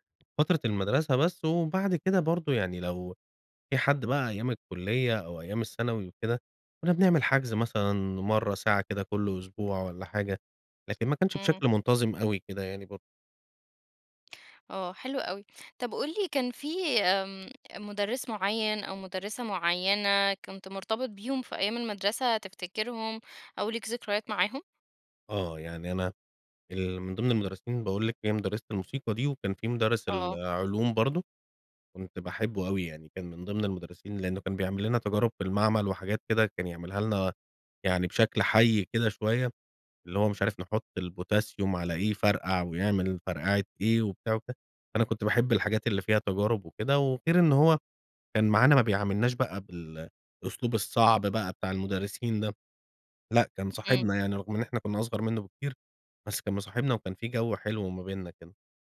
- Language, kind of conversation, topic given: Arabic, podcast, إيه هي الأغنية اللي بتفكّرك بذكريات المدرسة؟
- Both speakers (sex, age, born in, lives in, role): female, 30-34, Egypt, Romania, host; male, 35-39, Egypt, Egypt, guest
- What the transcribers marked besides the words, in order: tapping